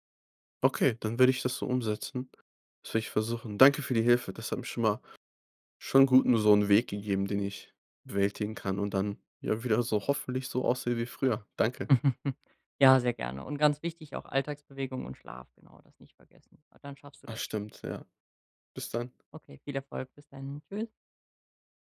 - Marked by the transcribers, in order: chuckle
- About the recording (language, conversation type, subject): German, advice, Wie kann ich es schaffen, beim Sport routinemäßig dranzubleiben?